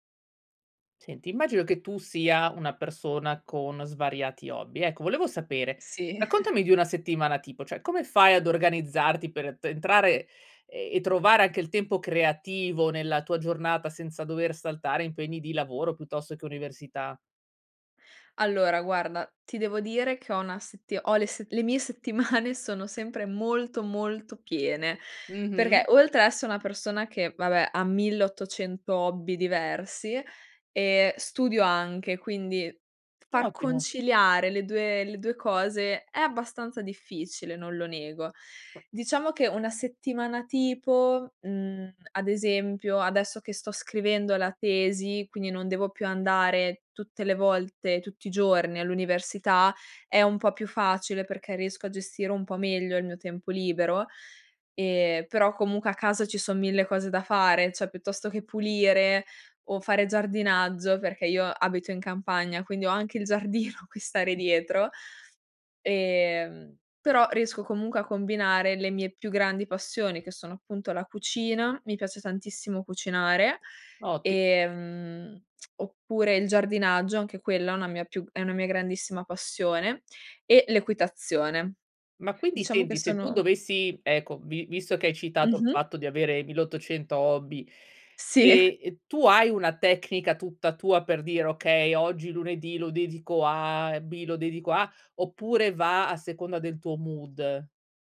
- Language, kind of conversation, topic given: Italian, podcast, Come trovi l’equilibrio tra lavoro e hobby creativi?
- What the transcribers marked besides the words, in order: laughing while speaking: "Sì"; "Cioè" said as "ceh"; laughing while speaking: "settimane"; tapping; "Cioè" said as "ceh"; other background noise; laughing while speaking: "giardino"; lip smack; laughing while speaking: "Sì"; in English: "mood?"